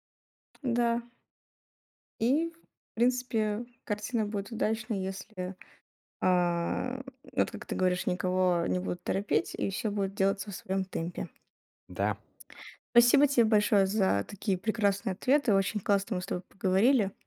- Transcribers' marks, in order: tapping
- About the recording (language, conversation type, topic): Russian, podcast, Почему финалы сериалов так часто вызывают споры и недовольство?